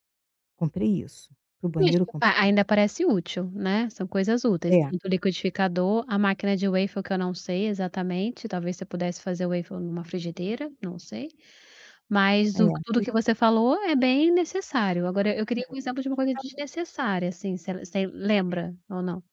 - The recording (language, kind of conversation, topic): Portuguese, advice, Como posso valorizar o essencial e resistir a comprar coisas desnecessárias?
- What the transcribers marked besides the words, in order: distorted speech; in English: "waffles"; in English: "waffles"; tapping; static; other background noise